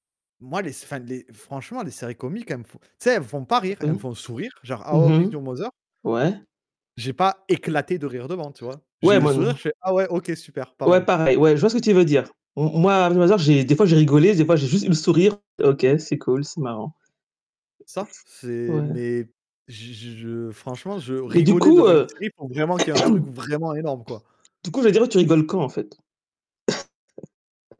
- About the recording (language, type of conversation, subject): French, unstructured, Les comédies sont-elles plus réconfortantes que les drames ?
- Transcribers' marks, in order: other background noise; tapping; distorted speech; static; throat clearing; cough